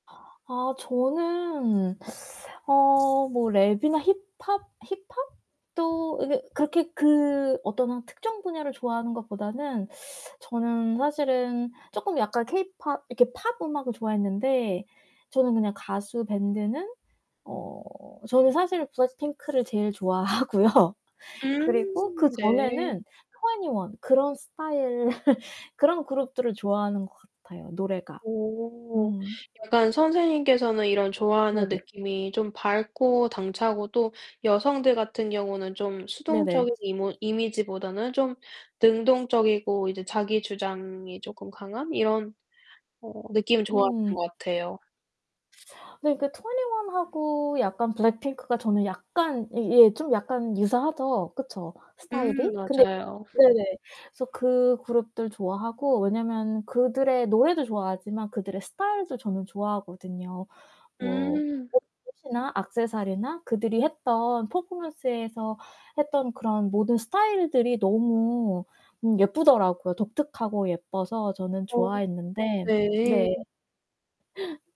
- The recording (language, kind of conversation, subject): Korean, unstructured, 좋아하는 가수나 밴드가 있나요?
- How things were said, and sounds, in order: other background noise; laughing while speaking: "좋아하고요"; distorted speech; laugh